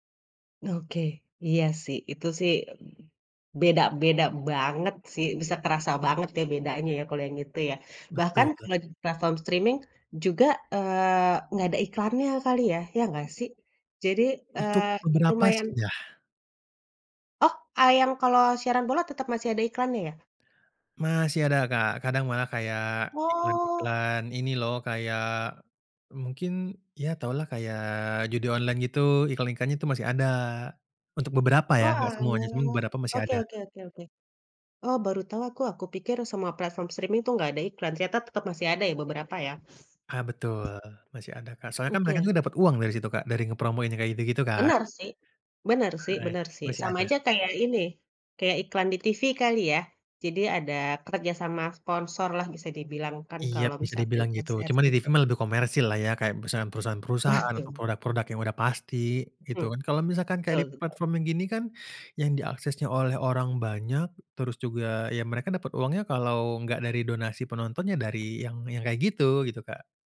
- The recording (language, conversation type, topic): Indonesian, podcast, Bagaimana layanan streaming mengubah cara kita menonton TV?
- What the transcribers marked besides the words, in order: in English: "platform streaming"; tapping; in English: "platform streaming"; laughing while speaking: "Wah, tuh"